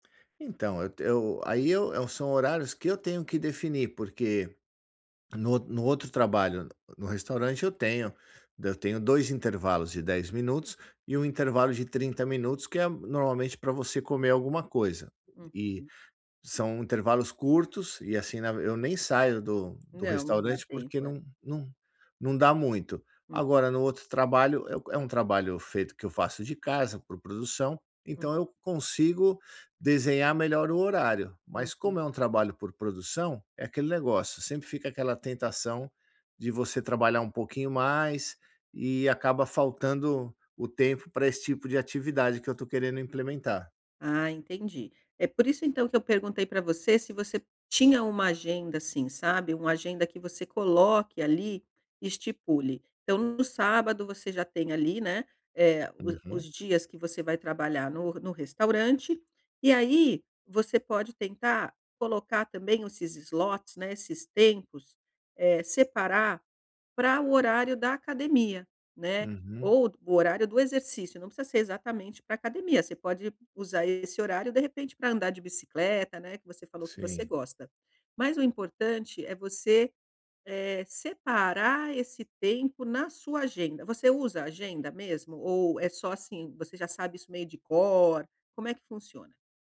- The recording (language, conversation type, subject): Portuguese, advice, Como posso começar e manter uma rotina de exercícios sem ansiedade?
- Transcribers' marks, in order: tapping; in English: "slots"